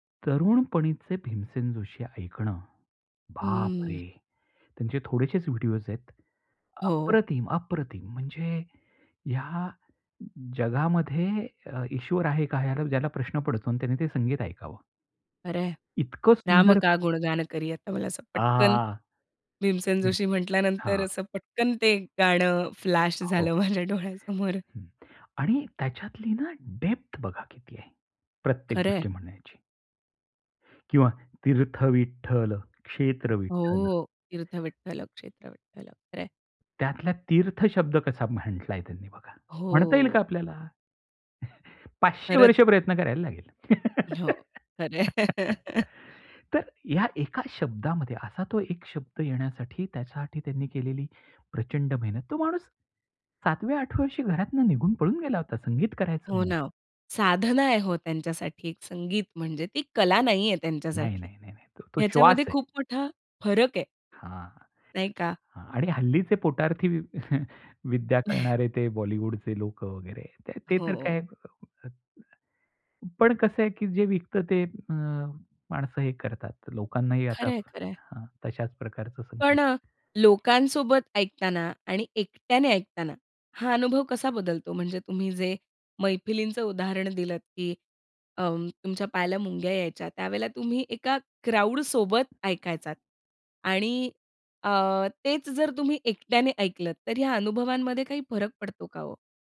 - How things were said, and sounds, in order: surprised: "बापरे!"; other background noise; in English: "राम का गुणगान करे"; tapping; drawn out: "आ"; in English: "फ्लॅश"; laughing while speaking: "झालं माझ्या डोळ्यासमोर"; in English: "डेप्थ"; chuckle; laugh; laughing while speaking: "खरं आहे"; laugh; chuckle; in English: "क्राउडसोबत"
- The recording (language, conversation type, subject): Marathi, podcast, संगीताच्या लयींत हरवण्याचा तुमचा अनुभव कसा असतो?